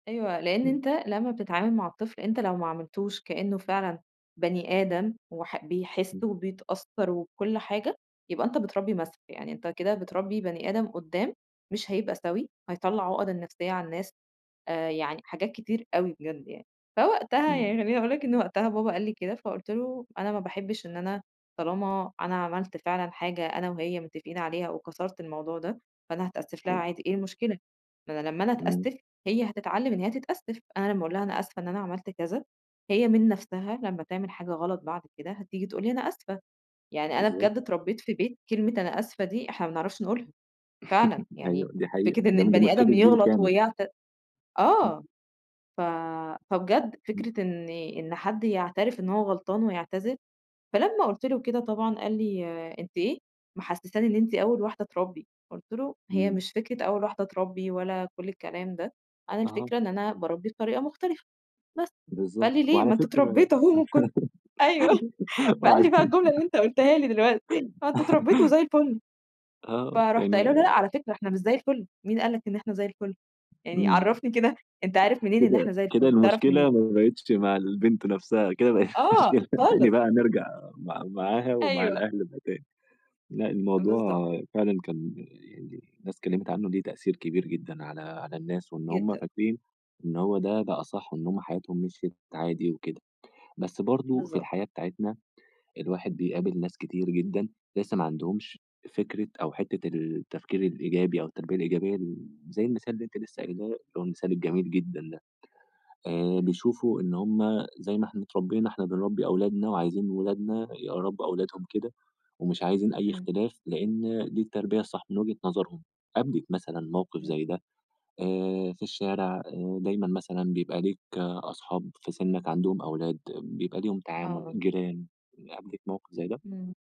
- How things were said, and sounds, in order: unintelligible speech; laugh; tapping; laughing while speaking: "أيوه"; laugh; laughing while speaking: "وعلى ف"; chuckle; other background noise; unintelligible speech; unintelligible speech; unintelligible speech
- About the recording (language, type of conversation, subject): Arabic, podcast, إزاي بتأدّب ولادك من غير ضرب؟